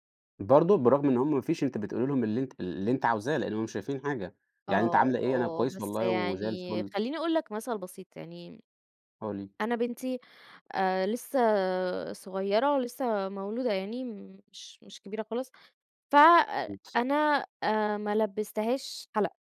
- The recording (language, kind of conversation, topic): Arabic, podcast, إزاي بتتعاملوا مع تدخل الحموات والأهل في حياتكم؟
- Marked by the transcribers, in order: unintelligible speech; other background noise